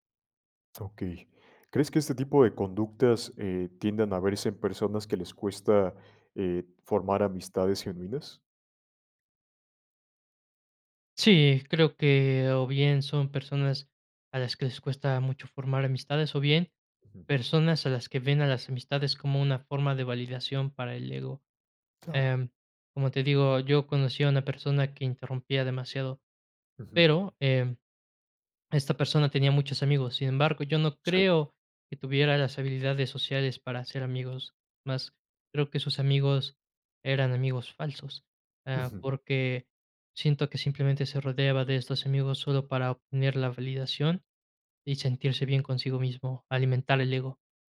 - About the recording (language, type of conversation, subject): Spanish, podcast, ¿Cómo lidias con alguien que te interrumpe constantemente?
- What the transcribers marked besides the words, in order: none